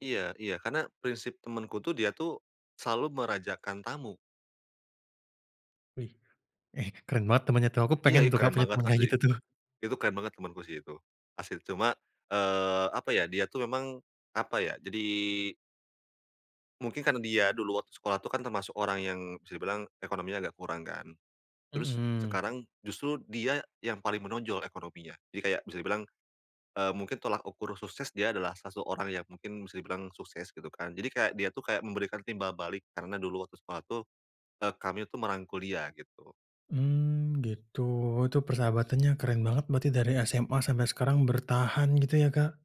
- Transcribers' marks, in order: tapping; other background noise
- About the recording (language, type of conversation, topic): Indonesian, podcast, Apa peran nongkrong dalam persahabatanmu?